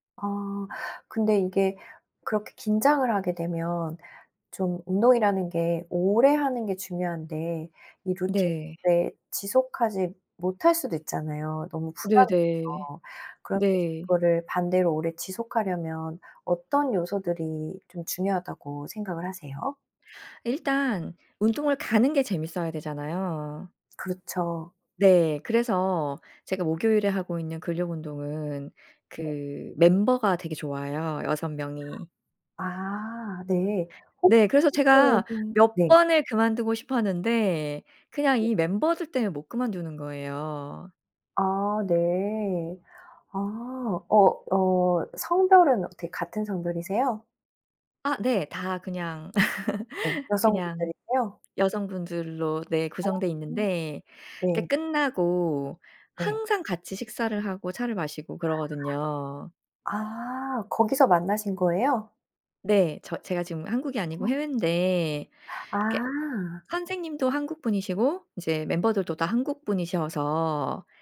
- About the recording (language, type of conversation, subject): Korean, podcast, 규칙적인 운동 루틴은 어떻게 만드세요?
- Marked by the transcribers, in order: unintelligible speech; laugh